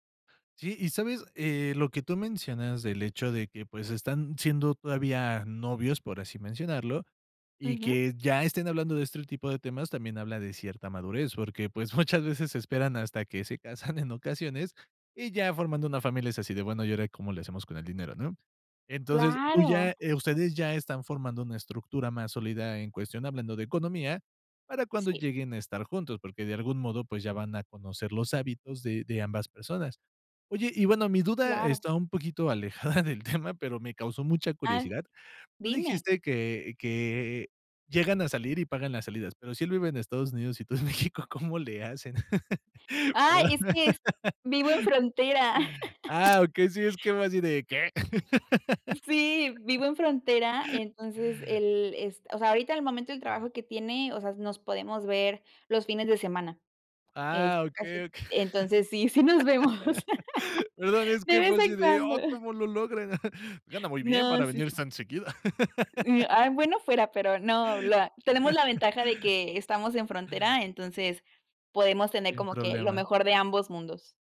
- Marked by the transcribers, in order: laughing while speaking: "en México, ¿cómo le hacen? ¿Verdad?"; chuckle; laugh; laughing while speaking: "perdón, es que fue así … venirse tan seguido"; laugh; chuckle
- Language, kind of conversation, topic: Spanish, podcast, ¿Cómo hablan del dinero tú y tu pareja?